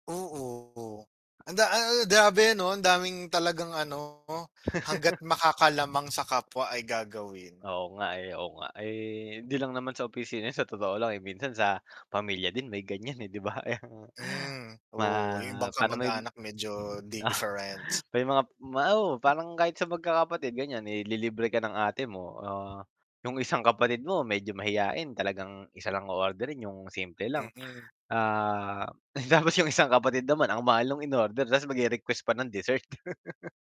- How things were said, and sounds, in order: distorted speech; tapping; chuckle; other background noise; scoff; laughing while speaking: "tapos 'yong"; laugh
- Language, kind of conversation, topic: Filipino, unstructured, Ano ang palagay mo sa mga taong kumakain nang sobra sa restawran pero hindi nagbabayad?